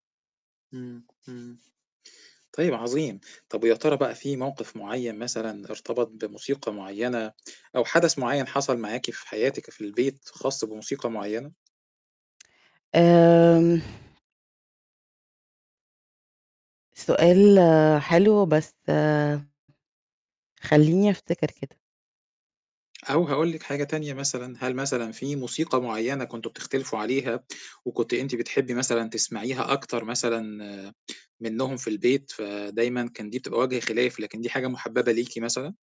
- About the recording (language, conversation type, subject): Arabic, podcast, مين اللي كان بيشغّل الموسيقى في بيتكم وإنت صغير؟
- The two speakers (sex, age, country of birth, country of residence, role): female, 35-39, Egypt, Egypt, guest; male, 40-44, Egypt, Egypt, host
- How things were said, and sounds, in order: none